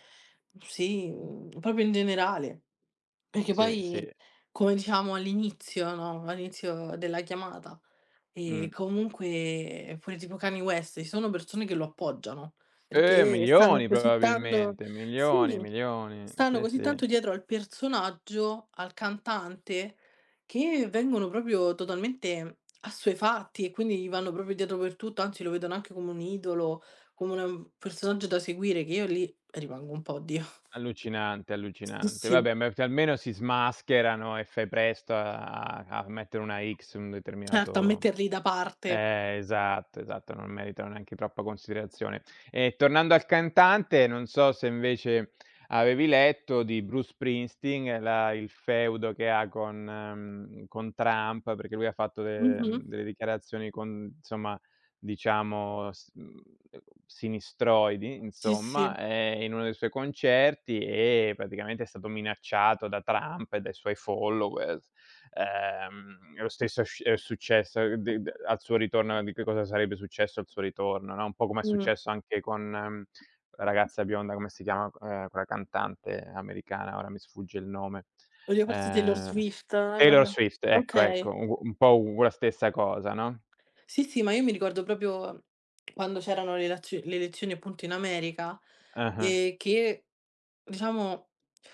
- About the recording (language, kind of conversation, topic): Italian, unstructured, Come reagisci quando un cantante famoso fa dichiarazioni controverse?
- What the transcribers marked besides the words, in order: "proprio" said as "propio"; "tanto" said as "tando"; tapping; "proprio" said as "propio"; "proprio" said as "propio"; laughing while speaking: "oddio"; "insomma" said as "nsomma"; other background noise; in English: "followers"; "proprio" said as "propio"